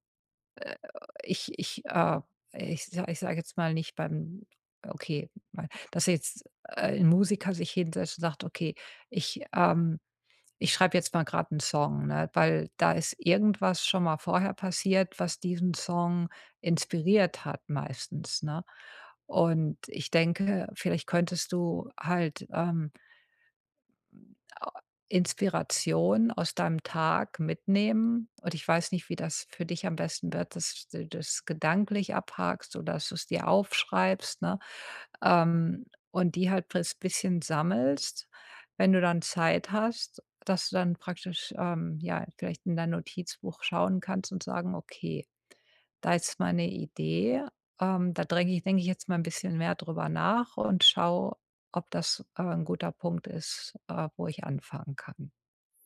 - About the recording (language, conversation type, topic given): German, advice, Wie kann ich eine kreative Routine aufbauen, auch wenn Inspiration nur selten kommt?
- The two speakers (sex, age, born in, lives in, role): female, 50-54, Germany, United States, advisor; male, 40-44, Germany, Spain, user
- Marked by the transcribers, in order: unintelligible speech